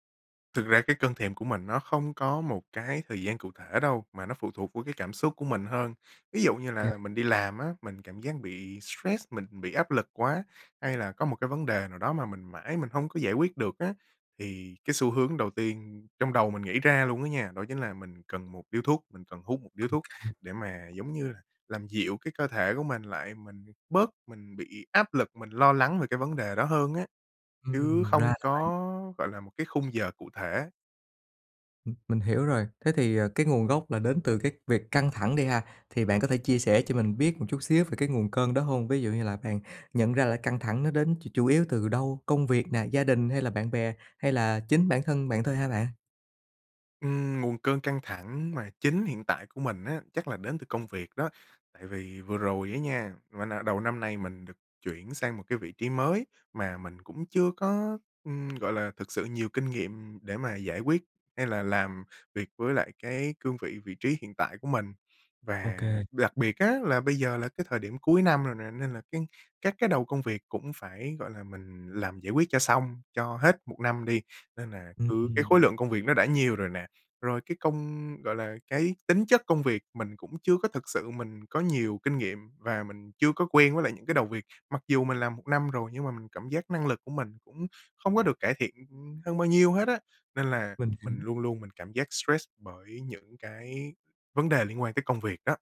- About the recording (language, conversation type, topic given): Vietnamese, advice, Làm thế nào để đối mặt với cơn thèm khát và kiềm chế nó hiệu quả?
- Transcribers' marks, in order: other background noise; tapping